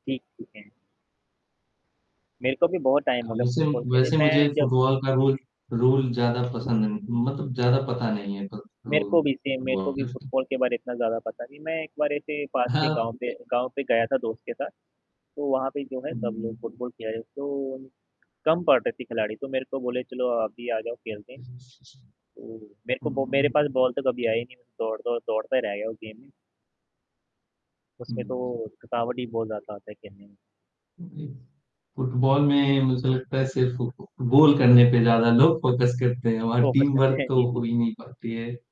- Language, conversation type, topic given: Hindi, unstructured, क्या आपको क्रिकेट खेलना ज्यादा पसंद है या फुटबॉल?
- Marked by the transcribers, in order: in English: "टाइम"; static; in English: "रोल रूल"; other background noise; tapping; in English: "सेम"; in English: "रूल"; unintelligible speech; in English: "बॉल"; in English: "गेम"; laughing while speaking: "लोग"; in English: "फ़ोकस"; in English: "टीम वर्क"; in English: "फ़ोकस"; laughing while speaking: "हैं"